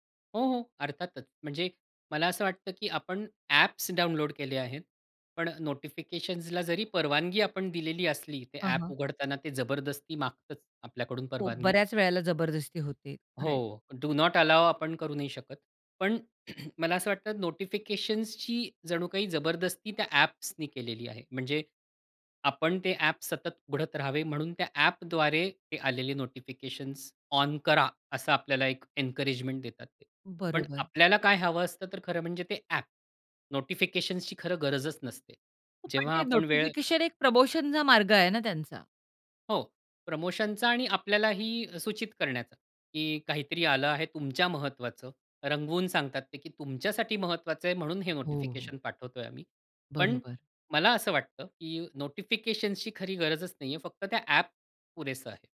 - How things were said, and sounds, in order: in English: "डू नॉट अलाउ"; throat clearing; in English: "एन्करेजमेंट"; other background noise
- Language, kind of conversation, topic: Marathi, podcast, तुम्ही सूचनांचे व्यवस्थापन कसे करता?